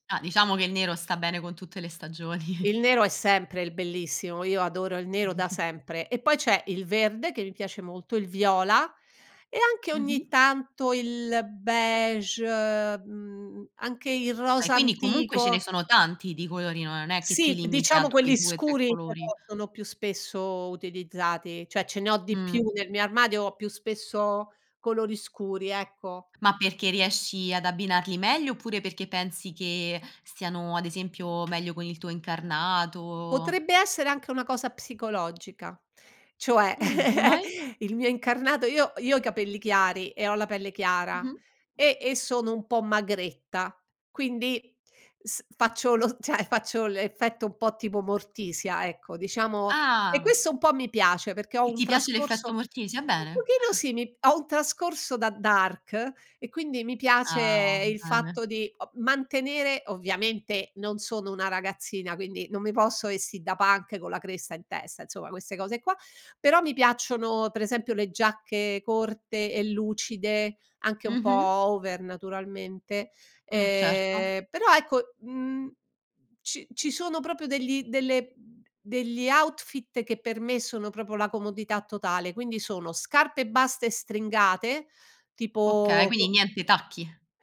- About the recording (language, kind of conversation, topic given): Italian, podcast, Che cosa ti fa sentire davvero a tuo agio quando sei vestito?
- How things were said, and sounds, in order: chuckle; chuckle; "cioè" said as "ceh"; tapping; chuckle; laughing while speaking: "ceh"; "cioè" said as "ceh"; chuckle; in English: "over"; "proprio" said as "propio"; "proprio" said as "propo"; "basse" said as "baste"; unintelligible speech